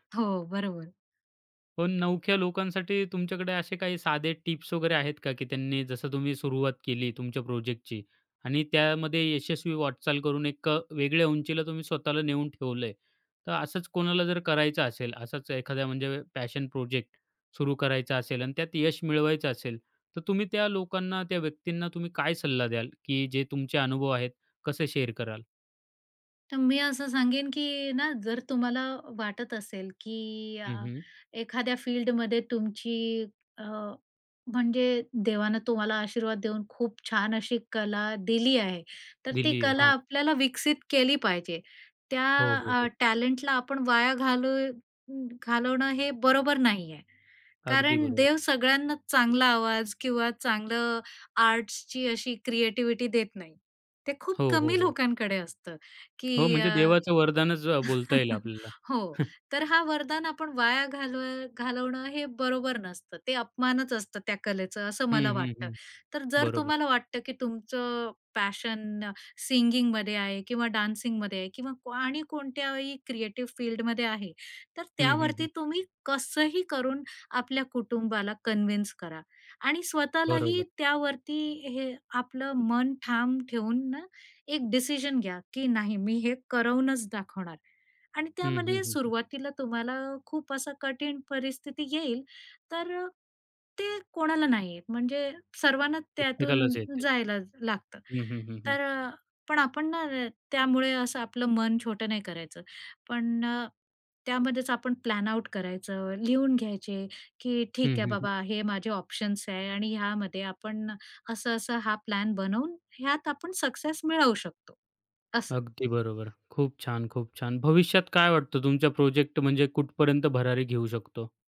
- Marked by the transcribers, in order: tapping; other background noise; in English: "पॅशन"; in English: "शेअर"; other noise; chuckle; chuckle; in English: "पॅशन सिंगिंगमध्ये"; in English: "डान्सिंगमध्ये"; in English: "कन्विन्स"; in English: "प्लॅन आउट"
- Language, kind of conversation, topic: Marathi, podcast, तुझा पॅशन प्रोजेक्ट कसा सुरू झाला?